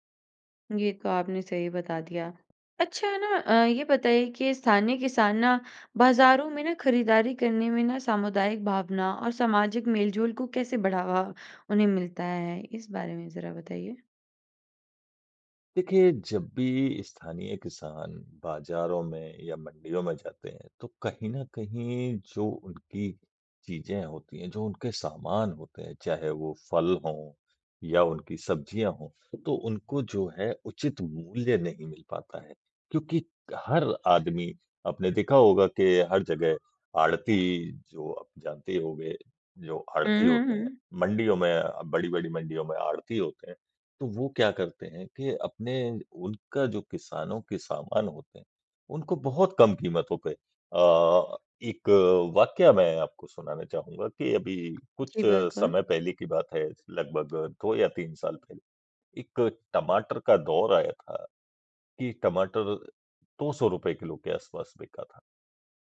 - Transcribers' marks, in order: none
- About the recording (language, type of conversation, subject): Hindi, podcast, स्थानीय किसान से सीधे खरीदने के क्या फायदे आपको दिखे हैं?